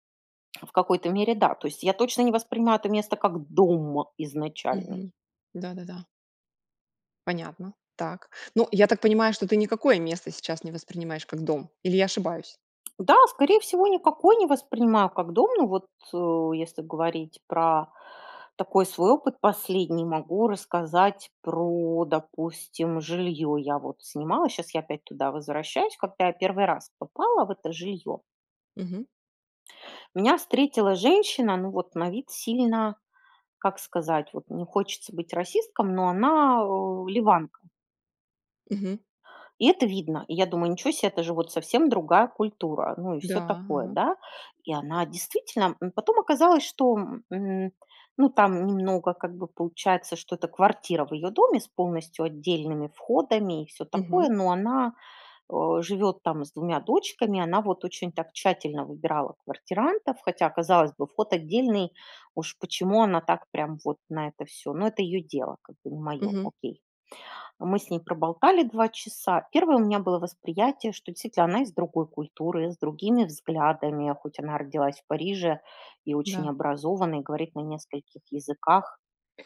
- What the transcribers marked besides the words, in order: stressed: "дом"; tapping
- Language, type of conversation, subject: Russian, podcast, Расскажи о месте, где ты чувствовал(а) себя чужим(ой), но тебя приняли как своего(ю)?